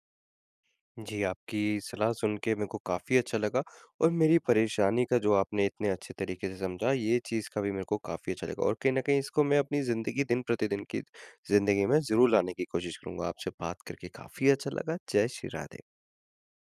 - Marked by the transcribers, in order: none
- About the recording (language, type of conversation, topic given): Hindi, advice, स्क्रीन देर तक देखने के बाद नींद न आने की समस्या